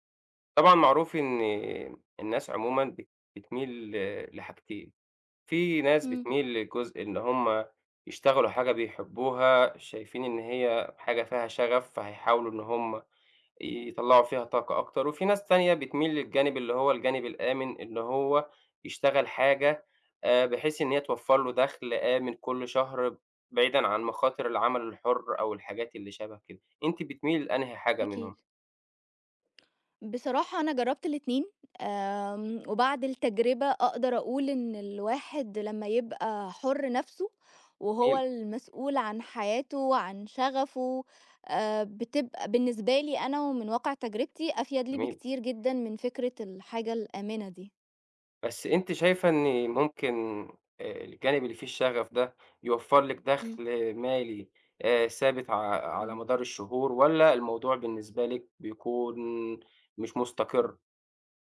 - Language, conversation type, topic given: Arabic, podcast, إزاي بتختار بين شغل بتحبه وبيكسبك، وبين شغل مضمون وآمن؟
- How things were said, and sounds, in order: tapping